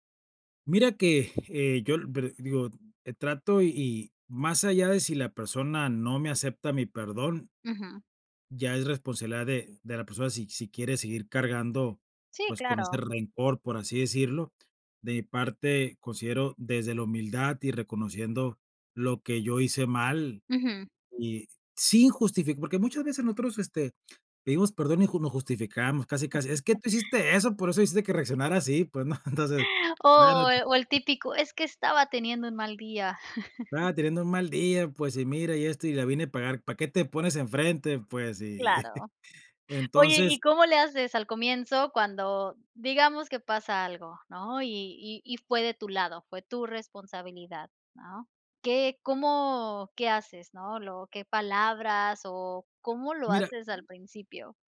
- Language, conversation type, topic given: Spanish, podcast, ¿Cómo puedes empezar a reparar una relación familiar dañada?
- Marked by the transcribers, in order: other background noise; laugh; laughing while speaking: "¿No?"; unintelligible speech; chuckle; chuckle